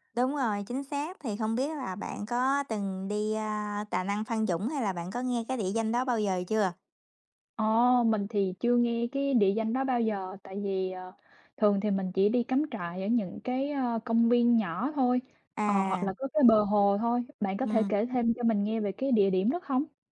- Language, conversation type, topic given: Vietnamese, unstructured, Bạn thường chọn món ăn nào khi đi dã ngoại?
- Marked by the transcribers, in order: tapping; other background noise